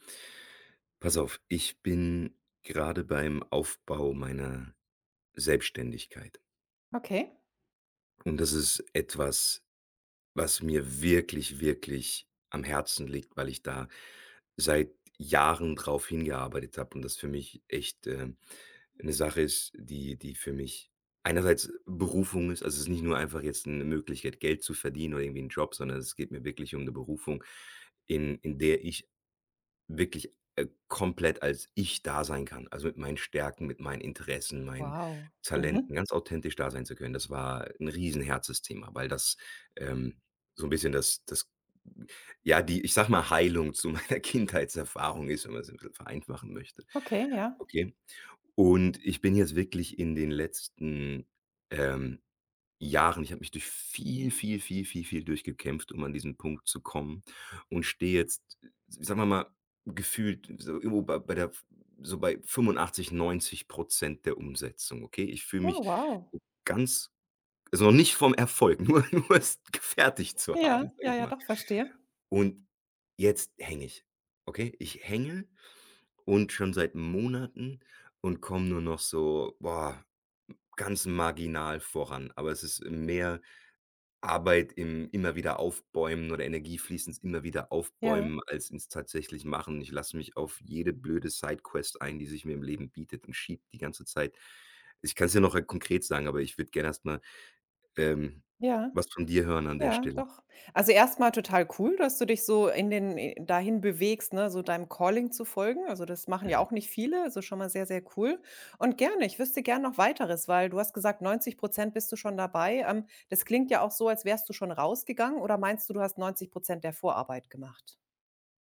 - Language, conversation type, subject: German, advice, Wie blockiert Prokrastination deinen Fortschritt bei wichtigen Zielen?
- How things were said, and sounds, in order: laughing while speaking: "meiner Kindheitserfahrung"; laughing while speaking: "nur nur es gefertigt"; other background noise; in English: "Side Quest"; in English: "Calling"